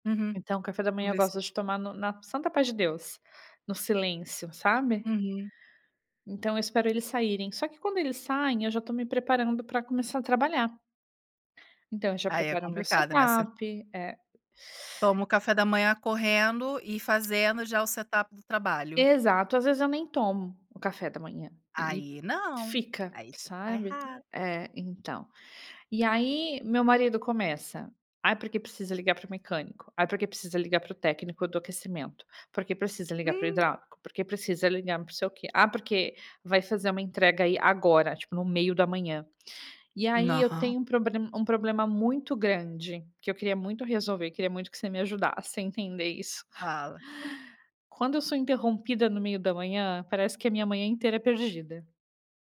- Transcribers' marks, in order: in English: "setup"; tapping; in English: "setup"
- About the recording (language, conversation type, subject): Portuguese, advice, Como a falta de uma rotina matinal está deixando seus dias desorganizados?